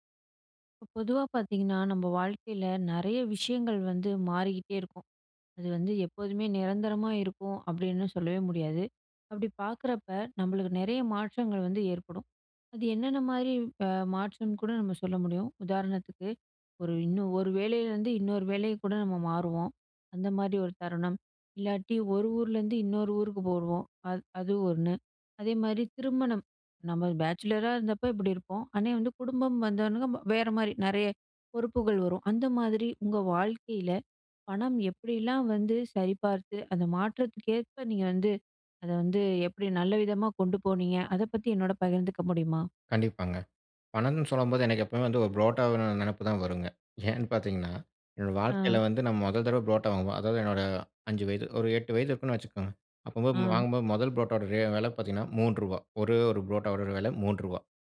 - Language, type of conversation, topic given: Tamil, podcast, மாற்றம் நடந்த காலத்தில் உங்கள் பணவரவு-செலவுகளை எப்படிச் சரிபார்த்து திட்டமிட்டீர்கள்?
- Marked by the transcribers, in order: in English: "பேச்சிலரா"; "ஆனா" said as "ஆன்னே"; chuckle